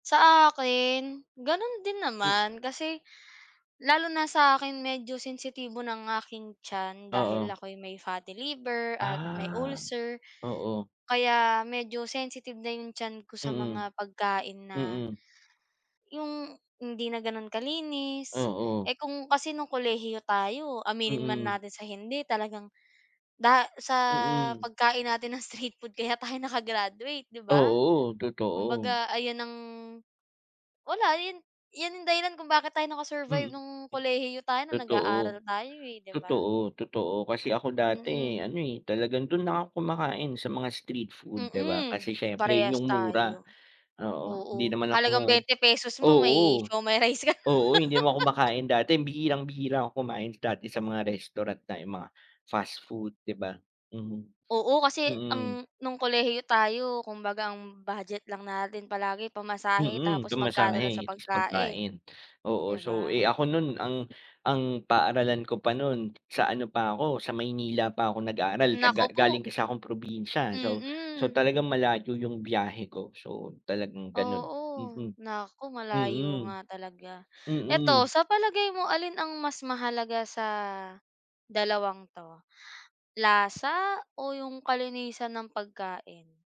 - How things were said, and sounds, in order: laugh; other background noise; tapping
- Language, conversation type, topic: Filipino, unstructured, Bakit sa palagay mo may mga taong walang pakialam sa kalinisan ng pagkain?